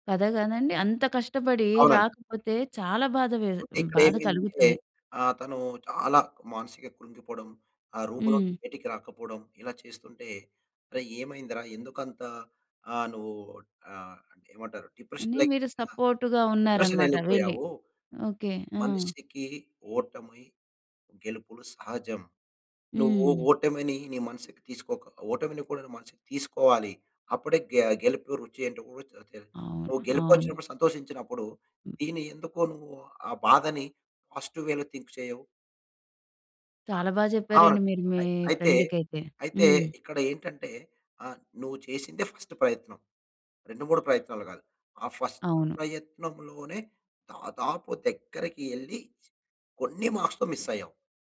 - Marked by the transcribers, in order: in English: "రూమ్‌లో"; in English: "డిప్రెషన్ లైక్"; in English: "సపోర్ట్‌గా"; in English: "డిప్రెషన్"; other noise; in English: "పాజిటివ్ వేలో థింక్"; in English: "ఫస్ట్"; in English: "ఫస్ట్"; in English: "మార్క్స్‌తో మిస్"
- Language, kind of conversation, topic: Telugu, podcast, ప్రోత్సాహం తగ్గిన సభ్యుడిని మీరు ఎలా ప్రేరేపిస్తారు?